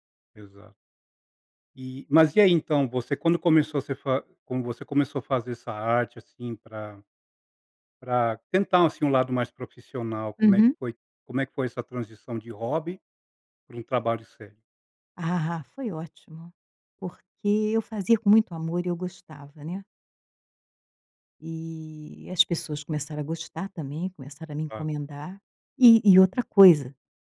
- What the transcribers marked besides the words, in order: tapping
- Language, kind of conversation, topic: Portuguese, podcast, Você pode me contar uma história que define o seu modo de criar?